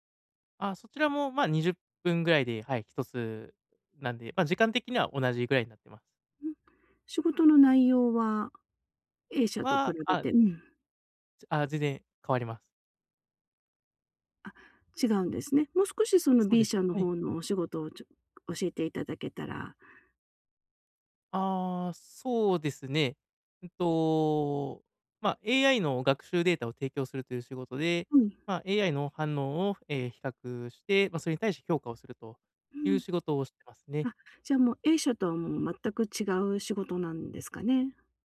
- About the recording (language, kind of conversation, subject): Japanese, advice, 長くモチベーションを保ち、成功や進歩を記録し続けるにはどうすればよいですか？
- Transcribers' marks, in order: other background noise